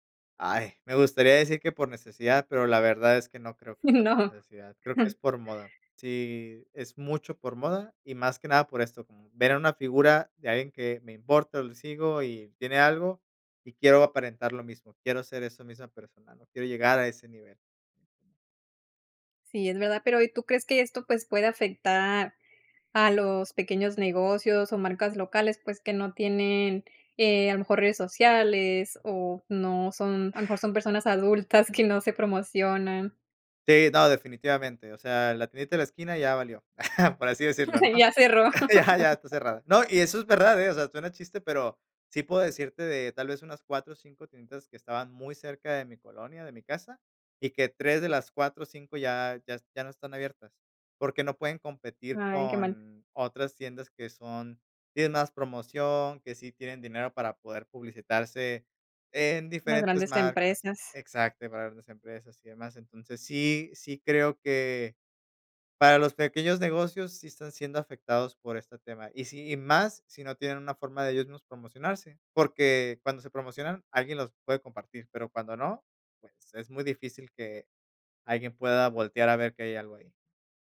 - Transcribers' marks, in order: laughing while speaking: "No"; chuckle; laughing while speaking: "que"; chuckle; laughing while speaking: "Ya cerró"; laughing while speaking: "Ya, ya"
- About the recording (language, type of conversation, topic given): Spanish, podcast, ¿Cómo influyen las redes sociales en lo que consumimos?